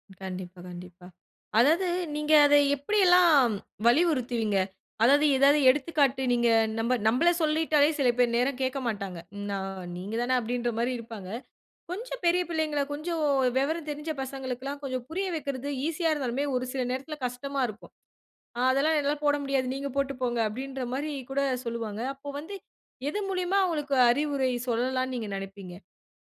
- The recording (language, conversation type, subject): Tamil, podcast, குழந்தைகளுக்கு கலாச்சார உடை அணியும் மரபை நீங்கள் எப்படி அறிமுகப்படுத்துகிறீர்கள்?
- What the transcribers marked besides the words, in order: none